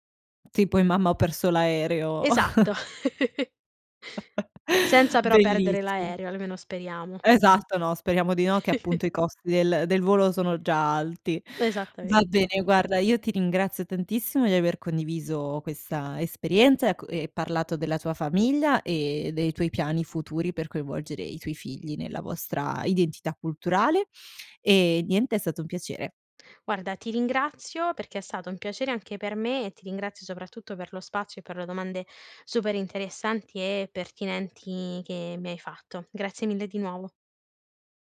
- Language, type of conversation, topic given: Italian, podcast, Che ruolo ha la lingua nella tua identità?
- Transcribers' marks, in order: tapping; other background noise; chuckle; chuckle; "Esattamente" said as "Esattamette"